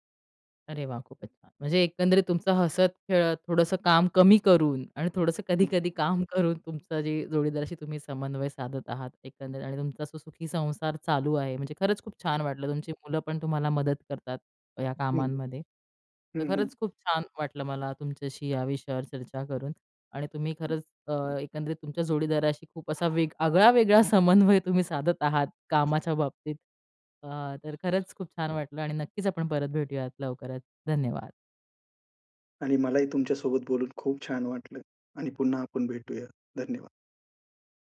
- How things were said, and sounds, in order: other background noise; laughing while speaking: "समन्वय"; horn
- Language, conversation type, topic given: Marathi, podcast, घरच्या कामांमध्ये जोडीदाराशी तुम्ही समन्वय कसा साधता?